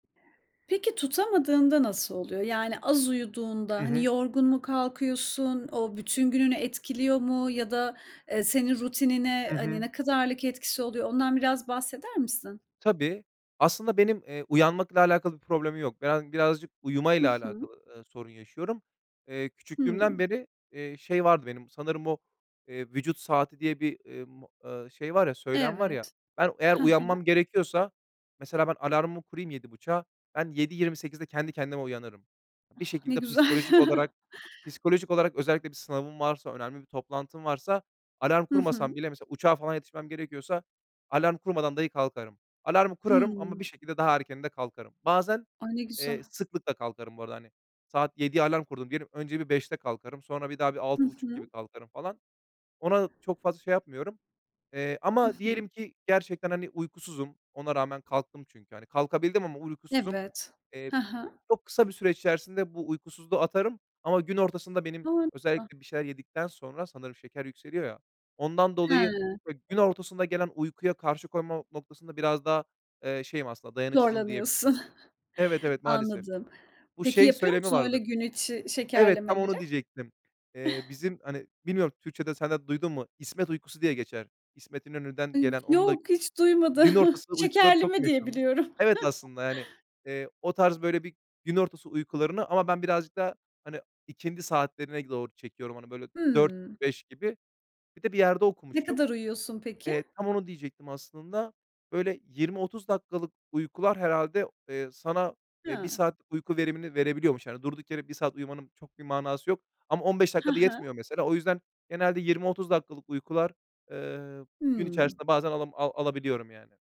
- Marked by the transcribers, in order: other background noise; unintelligible speech; laughing while speaking: "ne güzel"; unintelligible speech; chuckle; chuckle; chuckle; chuckle
- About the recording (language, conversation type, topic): Turkish, podcast, Uyku düzenini nasıl koruyorsun ve bunun için hangi ipuçlarını uyguluyorsun?